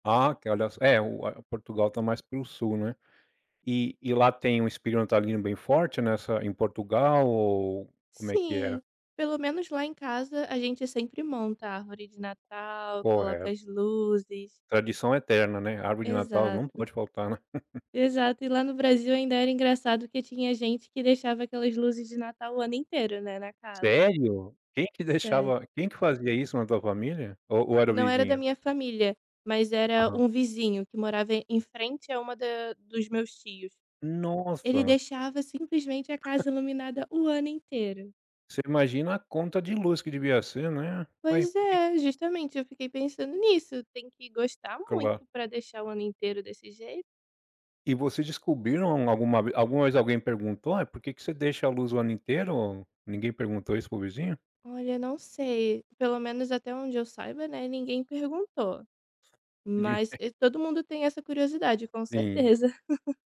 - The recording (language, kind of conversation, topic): Portuguese, podcast, Me conta uma tradição da sua família que você adora?
- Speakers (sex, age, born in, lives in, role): female, 25-29, Brazil, Italy, guest; male, 40-44, United States, United States, host
- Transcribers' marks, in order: chuckle; other background noise; chuckle; chuckle